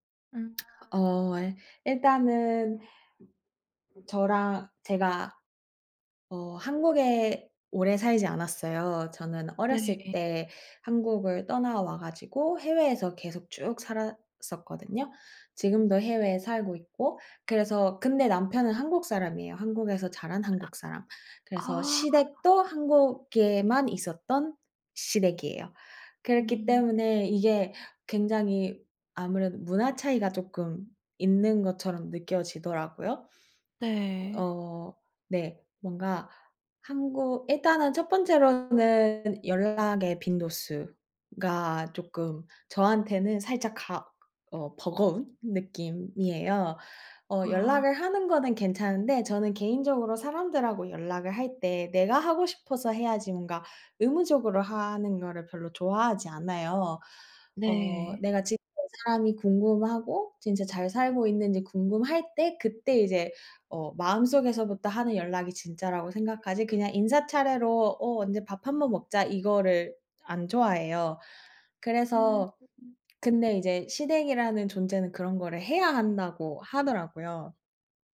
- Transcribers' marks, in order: tapping; other background noise
- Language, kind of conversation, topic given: Korean, advice, 결혼이나 재혼으로 생긴 새 가족과의 갈등을 어떻게 해결하면 좋을까요?